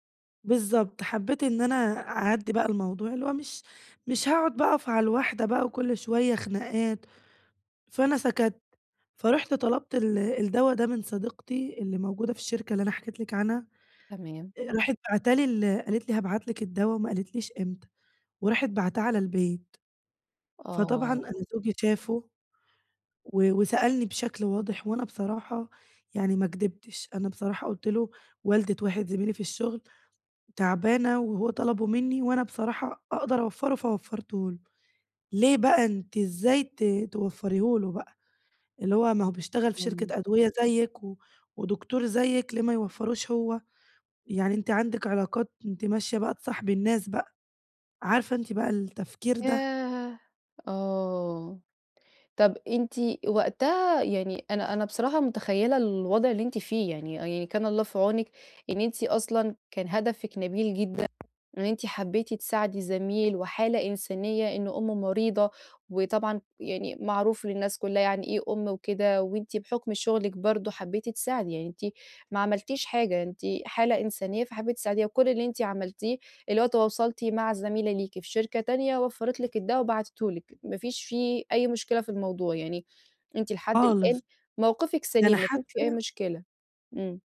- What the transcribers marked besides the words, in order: unintelligible speech
- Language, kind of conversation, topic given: Arabic, advice, إزاي أرجّع توازني العاطفي بعد فترات توتر؟